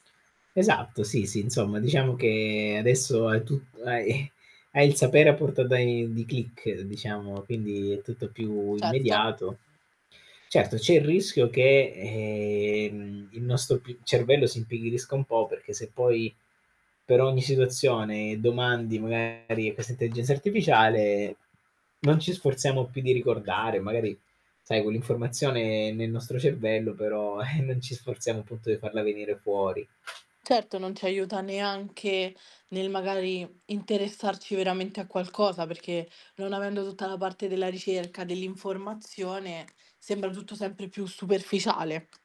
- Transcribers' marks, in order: static; drawn out: "che"; tapping; other background noise; distorted speech; drawn out: "ehm"
- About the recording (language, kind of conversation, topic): Italian, unstructured, Qual è, secondo te, il vantaggio più grande della tecnologia?